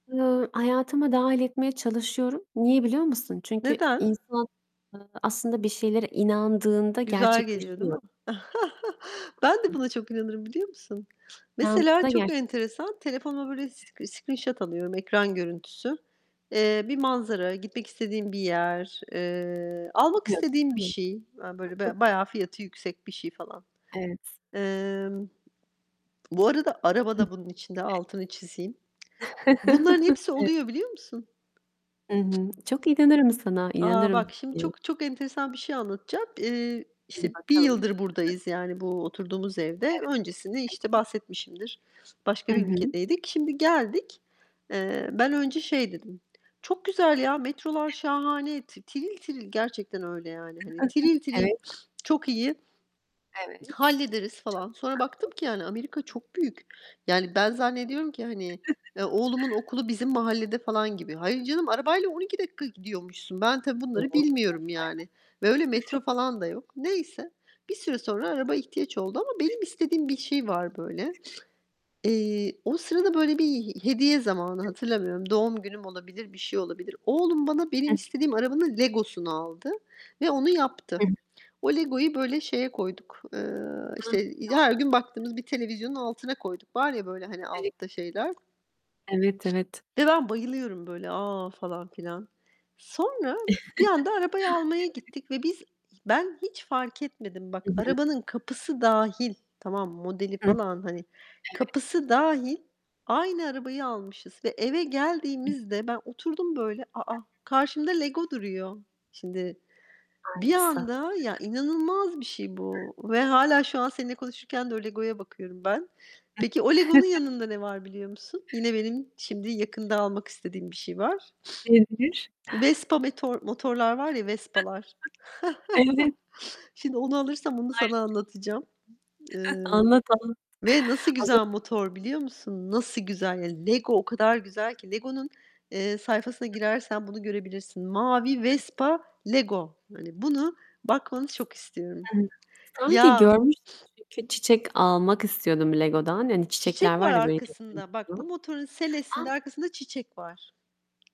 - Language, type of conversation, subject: Turkish, unstructured, Bir ilişkide iletişim neden önemlidir?
- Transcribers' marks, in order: other background noise; distorted speech; chuckle; in English: "sc screenshot"; tapping; unintelligible speech; giggle; static; unintelligible speech; unintelligible speech; chuckle; sniff; chuckle; chuckle; sniff; unintelligible speech; unintelligible speech; chuckle; unintelligible speech; unintelligible speech; chuckle; chuckle; laugh; sniff; chuckle; sniff; chuckle; unintelligible speech; unintelligible speech; sniff; unintelligible speech